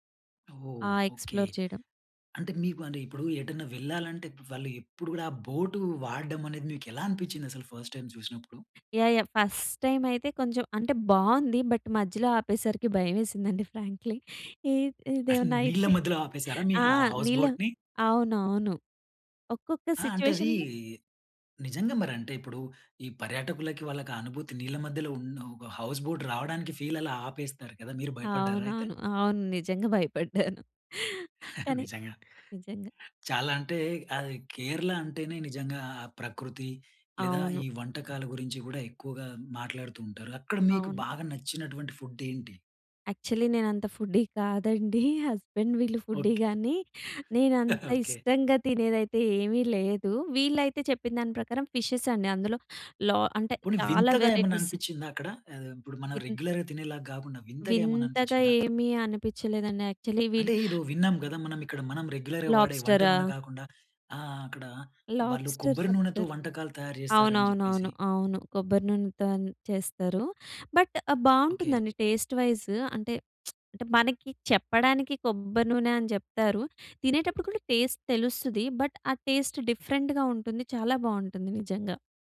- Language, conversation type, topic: Telugu, podcast, ప్రయాణం వల్ల మీ దృష్టికోణం మారిపోయిన ఒక సంఘటనను చెప్పగలరా?
- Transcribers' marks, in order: tapping; in English: "ఎక్స్‌ప్లోర్"; in English: "ఫర్స్ట్ టైమ్"; other background noise; in English: "ఫస్ట్ టైమ్"; in English: "బట్"; other noise; in English: "ఫ్రాంక్లీ"; in English: "హౌస్ బోట్‌ని?"; giggle; in English: "సిట్యుయేషన్‌లో"; in English: "హౌస్ బోట్"; in English: "ఫీల్"; giggle; in English: "ఫుడ్"; in English: "యాక్చువల్లి"; in English: "ఫుడ్డీ"; in English: "హస్బెండ్"; in English: "ఫుడ్డీ"; giggle; in English: "ఫిషెస్"; in English: "వెరైటీస్"; in English: "రెగ్యులర్‌గా"; in English: "యాక్చువల్లి"; in English: "రెగ్యులర్‌గా"; in English: "లాబ్స్టరా?"; in English: "లాబ్స్టర్"; in English: "బట్"; in English: "టేస్ట్ వైస్"; lip smack; in English: "టేస్ట్"; in English: "బట్"; in English: "టేస్ట్ డిఫరెంట్‌గా"